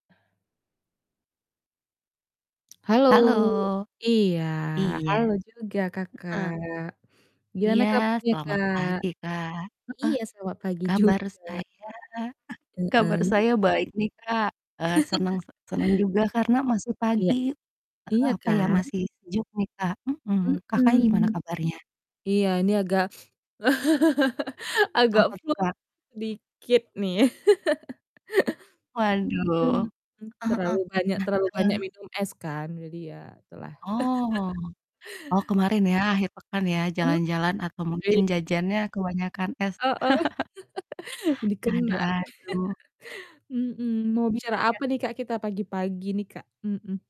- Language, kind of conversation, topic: Indonesian, unstructured, Apakah kamu pernah merasa marah karena identitasmu dipelesetkan?
- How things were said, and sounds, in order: tapping; distorted speech; laughing while speaking: "juga"; chuckle; chuckle; "masih" said as "masuh"; sniff; laugh; mechanical hum; laugh; other background noise; chuckle; chuckle